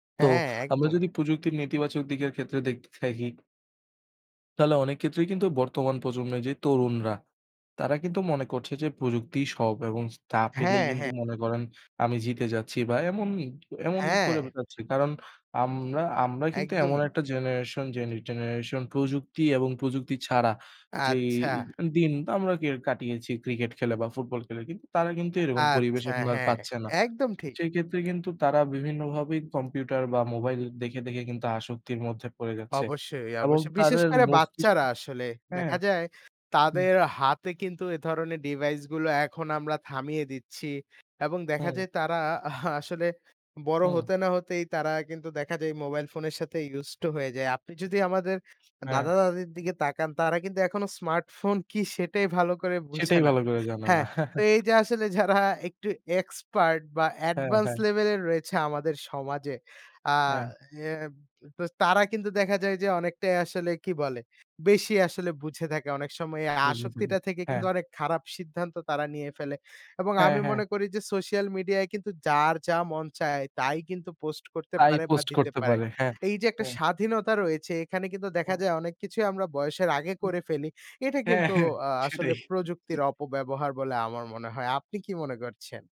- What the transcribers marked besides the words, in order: "তাহলে" said as "তালে"; tapping; other background noise; in English: "generation"; "generation" said as "genetaration"; "মস্তিষ্ক" said as "মস্তিষ"; laughing while speaking: "আসলে"; in English: "use to"; laugh; laughing while speaking: "যারা"; in English: "expert"; in English: "advance level"; unintelligible speech; in English: "post"; unintelligible speech; unintelligible speech; laughing while speaking: "হ্যাঁ, হ্যাঁ, সেটাই"
- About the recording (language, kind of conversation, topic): Bengali, unstructured, আপনি প্রযুক্তি ব্যবহার করে কীভাবে আপনার জীবনকে আরও সুখী করে তুলছেন?